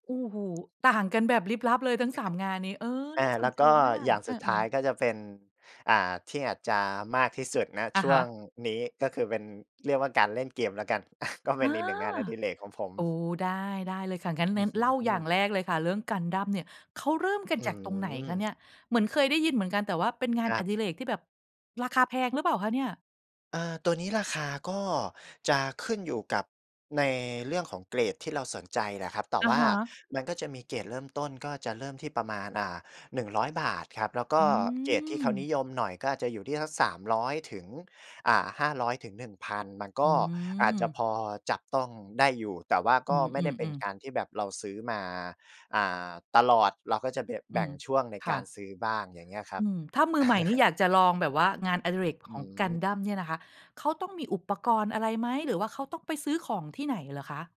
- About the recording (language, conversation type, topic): Thai, podcast, มีเคล็ดลับเริ่มงานอดิเรกสำหรับมือใหม่ไหม?
- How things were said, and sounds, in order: tapping; chuckle; chuckle